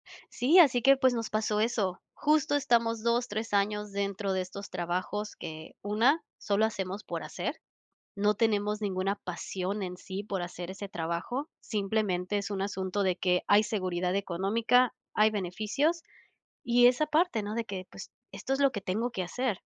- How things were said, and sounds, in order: none
- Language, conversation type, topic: Spanish, podcast, ¿Cómo define tu familia el concepto de éxito?